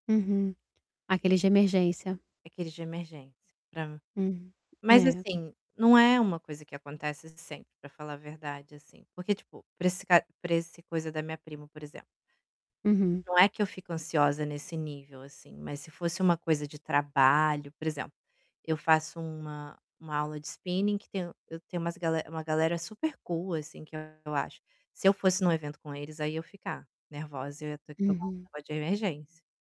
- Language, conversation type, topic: Portuguese, advice, Como posso lidar com a ansiedade em festas e encontros sociais?
- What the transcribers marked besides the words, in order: tapping; static; in English: "cool"; distorted speech; unintelligible speech